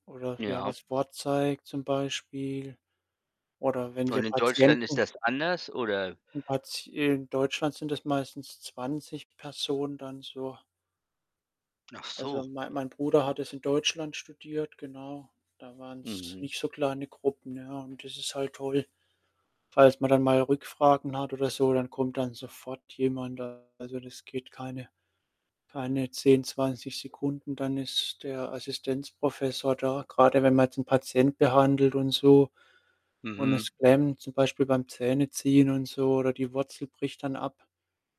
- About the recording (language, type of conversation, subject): German, unstructured, Was würdest du am Schulsystem ändern?
- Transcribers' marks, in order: other background noise; distorted speech; static